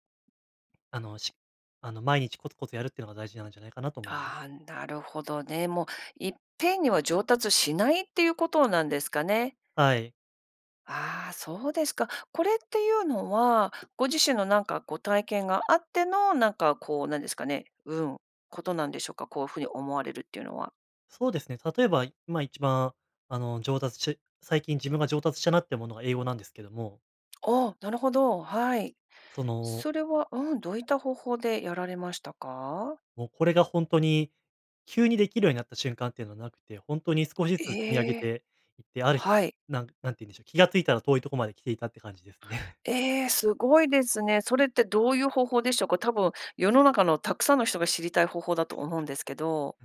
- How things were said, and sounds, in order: other noise; tapping; chuckle
- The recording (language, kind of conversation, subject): Japanese, podcast, 上達するためのコツは何ですか？